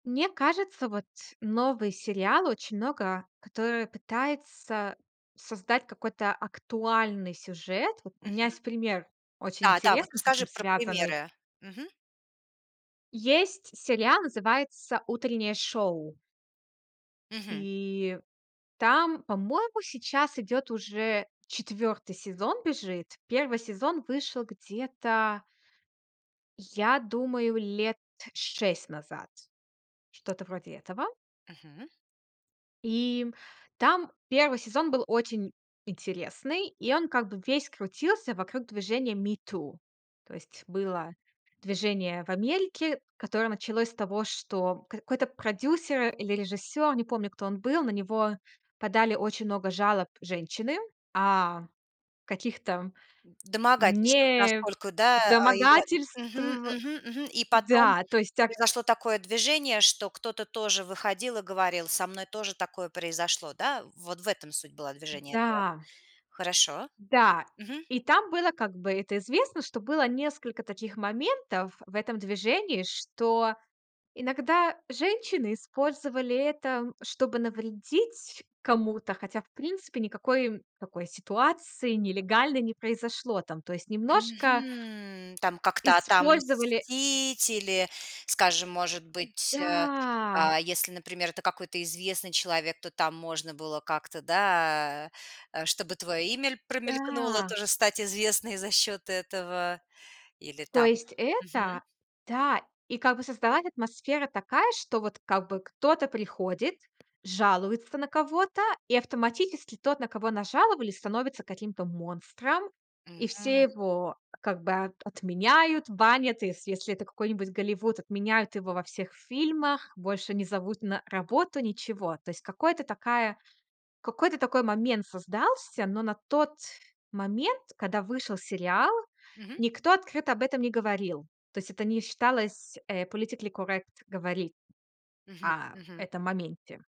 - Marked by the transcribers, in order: other background noise; drawn out: "Мгм"; drawn out: "Да"; drawn out: "Да"; tapping; in English: "politically correct"
- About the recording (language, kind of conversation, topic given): Russian, podcast, Как сериалы сегодня формируют представления о нормальной жизни?